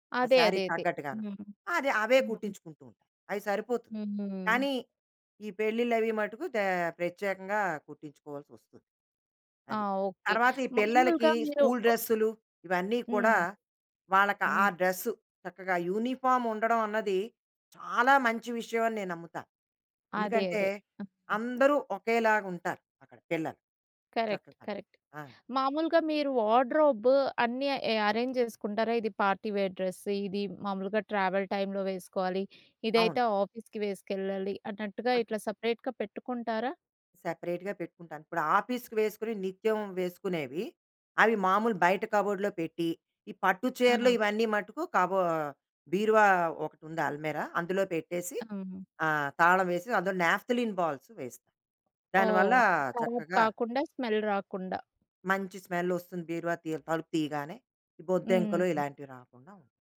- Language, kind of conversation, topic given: Telugu, podcast, మీ దుస్తులు మీ వ్యక్తిత్వాన్ని ఎలా ప్రతిబింబిస్తాయి?
- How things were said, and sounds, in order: in English: "యూనిఫార్మ్"; in English: "కరెక్ట్. కరెక్ట్"; in English: "అరేంజ్"; in English: "ట్రావెల్ టైమ్‌లో"; other noise; in English: "సెపరేట్‌గా"; in English: "సెపరేట్‌గా"; in English: "ఆఫీస్‌కి"; other background noise; in English: "కబోర్డ్‌లో"; in English: "అల్మేరా"; in English: "నాప్థలిన్ బాల్స్"; in English: "స్మెల్"; in English: "స్మెల్"; tapping